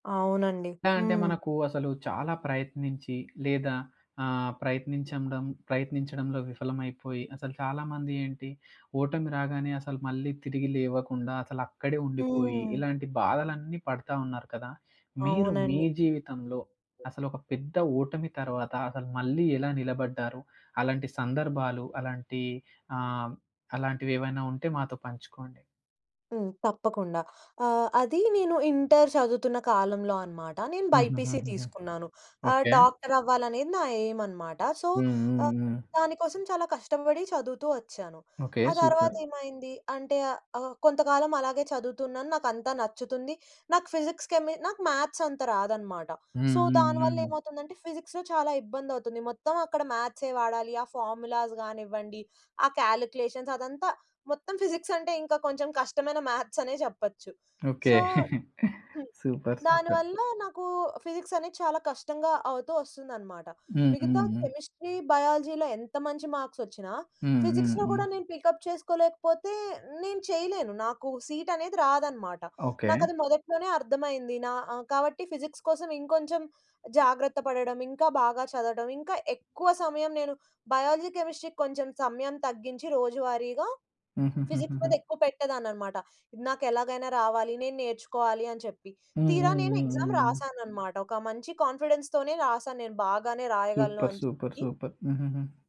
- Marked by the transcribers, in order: tapping; other background noise; in English: "బైపీసీ"; in English: "సో"; in English: "సూపర్"; in English: "ఫిజిక్స్"; in English: "సో"; in English: "ఫిజిక్స్‌లో"; in English: "ఫార్ములాస్"; in English: "కాలిక్యులేషన్స్"; chuckle; in English: "సూపర్, సూపర్"; in English: "సో"; in English: "కెమిస్ట్రీ, బయాలజీ‌లో"; in English: "ఫిజిక్స్‌లో"; in English: "పికప్"; in English: "ఫిజిక్స్"; in English: "బయాలజీ, కెమిస్ట్రీ‌కి"; in English: "ఫిజిక్స్"; in English: "కాన్ఫిడెన్స్‌తోనే"; in English: "సూపర్, సూపర్, సూపర్"
- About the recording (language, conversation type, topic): Telugu, podcast, మీరు ఒక పెద్ద ఓటమి తర్వాత మళ్లీ ఎలా నిలబడతారు?